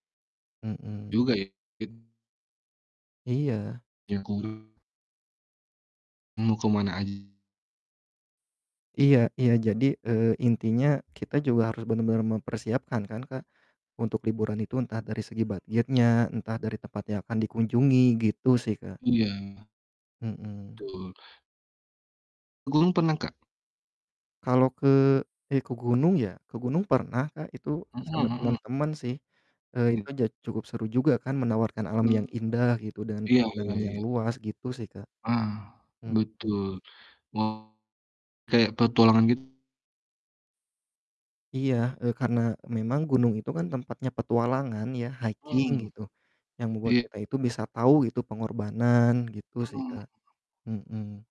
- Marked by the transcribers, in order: distorted speech
- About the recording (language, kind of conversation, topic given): Indonesian, unstructured, Apa tempat liburan favoritmu, dan mengapa?